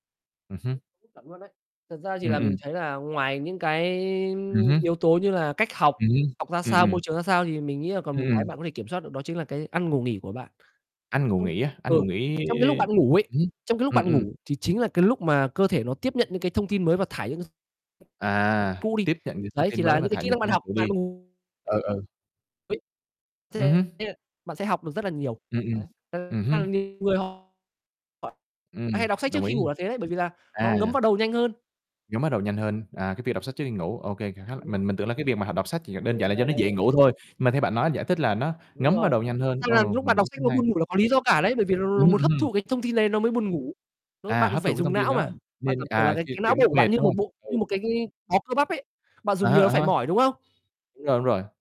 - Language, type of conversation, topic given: Vietnamese, unstructured, Bạn nghĩ việc học một kỹ năng mới có khó không?
- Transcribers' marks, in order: unintelligible speech; mechanical hum; tapping; distorted speech; horn